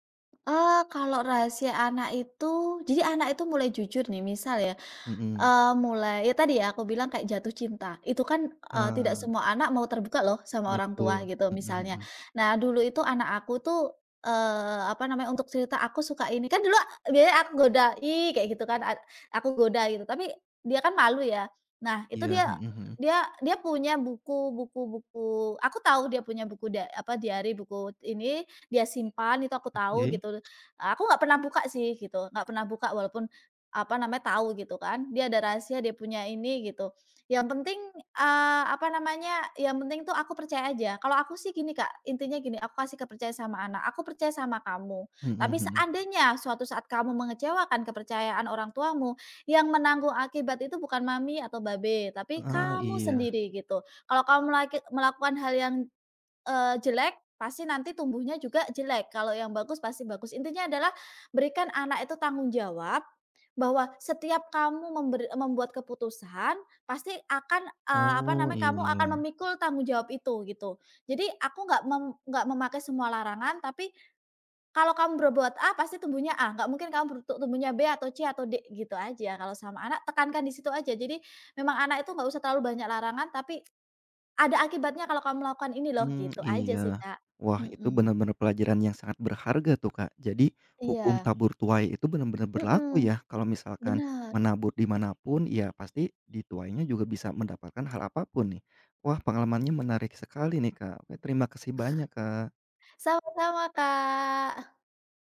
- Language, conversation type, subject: Indonesian, podcast, Bagaimana cara mendengarkan remaja tanpa menghakimi?
- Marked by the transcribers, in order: tapping; other background noise; in English: "diary"; "gitu" said as "gitul"; stressed: "kamu"; lip smack